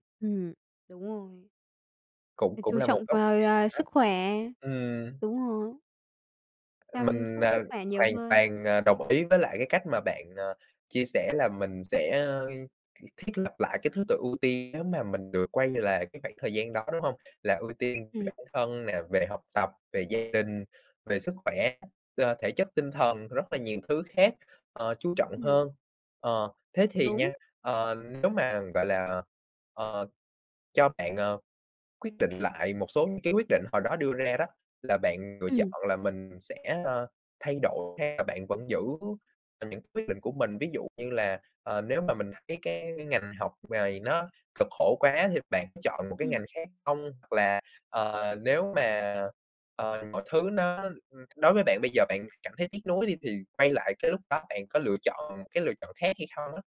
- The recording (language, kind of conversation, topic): Vietnamese, podcast, Bạn muốn nói điều gì với chính mình ở tuổi trẻ?
- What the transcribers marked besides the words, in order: tapping; other background noise